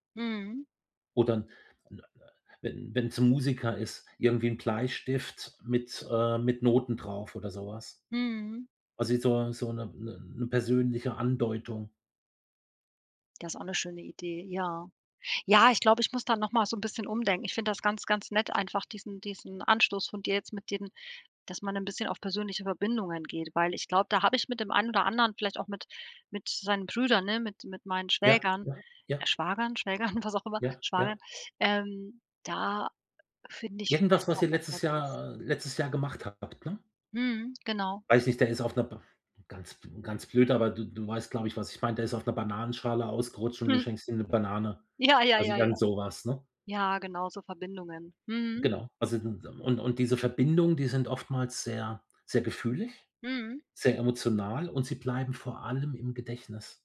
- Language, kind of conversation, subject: German, advice, Wie finde ich gute Geschenke, wenn mein Budget klein ist?
- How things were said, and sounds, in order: laughing while speaking: "Schwägern"